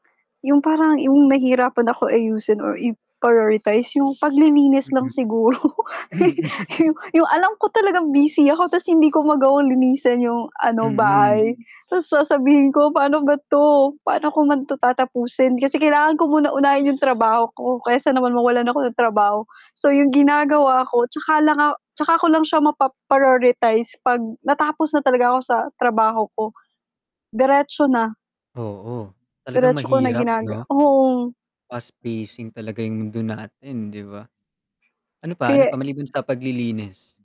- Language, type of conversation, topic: Filipino, unstructured, Paano mo inaayos ang iyong mga araw-araw na gawain?
- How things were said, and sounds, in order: distorted speech; other background noise; static; laughing while speaking: "siguro"; chuckle; background speech